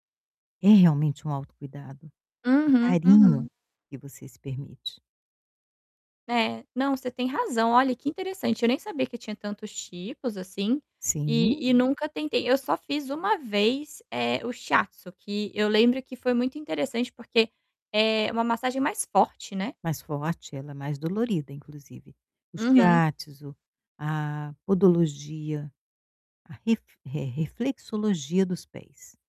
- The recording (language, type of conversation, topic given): Portuguese, advice, O que posso fazer agora para reduzir rapidamente a tensão no corpo e na mente?
- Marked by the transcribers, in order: distorted speech; "Shiatsu" said as "shiatisu"